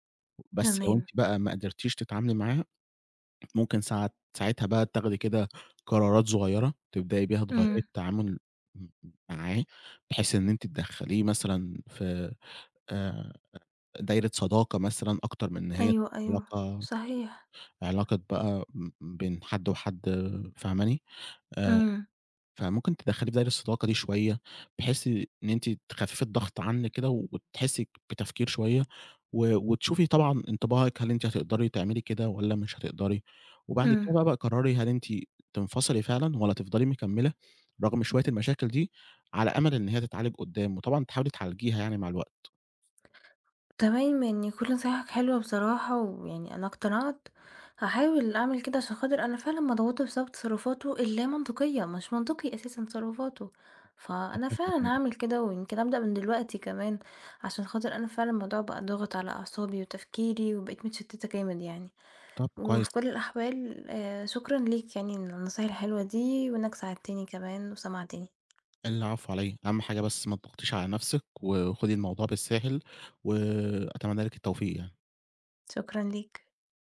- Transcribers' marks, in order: tapping; unintelligible speech
- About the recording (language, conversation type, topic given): Arabic, advice, إزاي أقرر أسيب ولا أكمل في علاقة بتأذيني؟